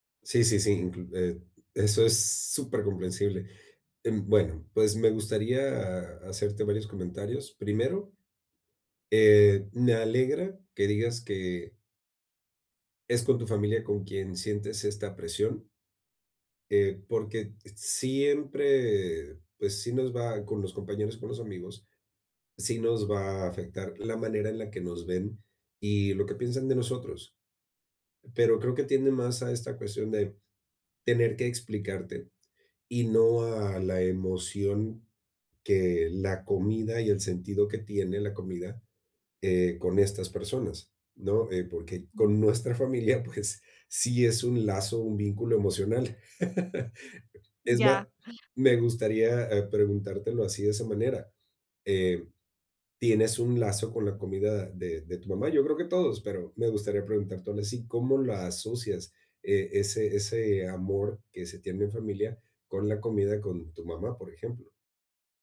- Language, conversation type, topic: Spanish, advice, ¿Cómo puedo manejar la presión social para comer cuando salgo con otras personas?
- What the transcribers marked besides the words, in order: laughing while speaking: "con nuestra familia, pues"; laugh; inhale